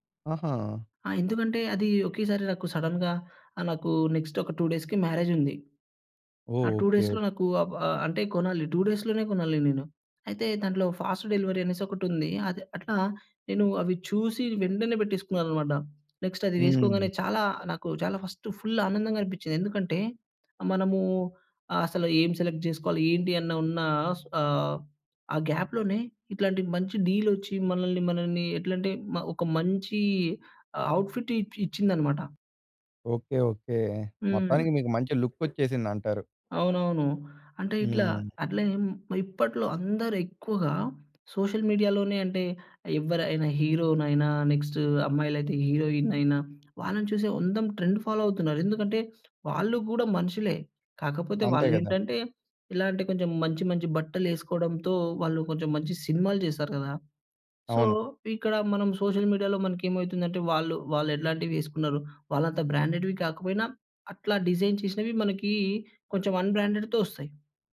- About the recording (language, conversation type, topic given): Telugu, podcast, సోషల్ మీడియా మీ లుక్‌పై ఎంత ప్రభావం చూపింది?
- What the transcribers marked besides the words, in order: in English: "సడన్‌గా"; in English: "టూ డేస్‌కి"; in English: "టూ డేస్‌లో"; in English: "టూ డేస్‌లోనే"; in English: "ఫాస్ట్ డెలివరీ"; in English: "నెక్స్ట్"; in English: "సెలెక్ట్"; in English: "గ్యాప్‍లోనే"; in English: "అవుట్ ఫిట్"; other background noise; in English: "సోషల్ మీడియాలోనే"; in English: "ఫాలో"; in English: "సో"; in English: "సోషల్ మీడియాలో"; in English: "బ్రాండెడ్‌వి"; in English: "డిజైన్"; in English: "అన్‌బ్రాండెడ్‌తో"